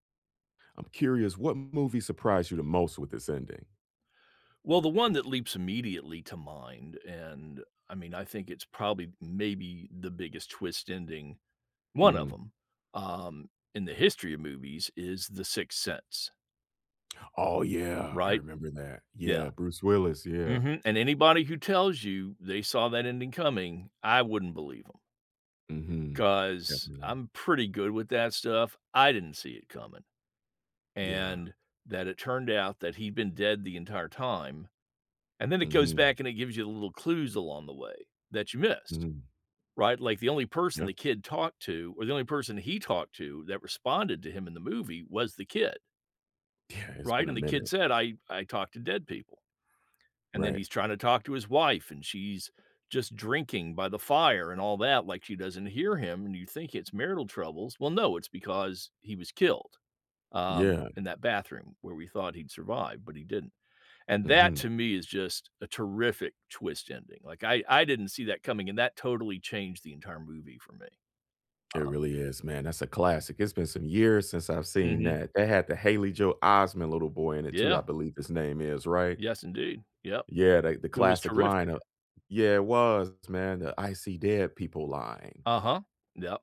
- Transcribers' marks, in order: laughing while speaking: "Yeah"
- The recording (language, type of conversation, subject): English, unstructured, Which movie should I watch for the most surprising ending?